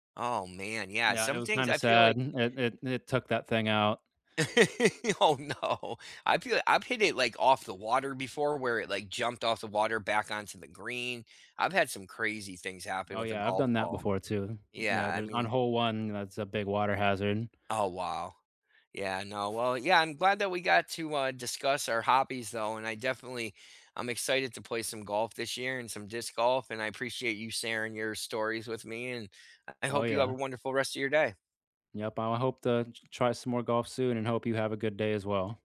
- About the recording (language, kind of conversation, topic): English, unstructured, What is your newest hobby, and what surprising lessons has it taught you?
- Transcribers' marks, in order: tapping; laugh; laughing while speaking: "Oh, no"; other background noise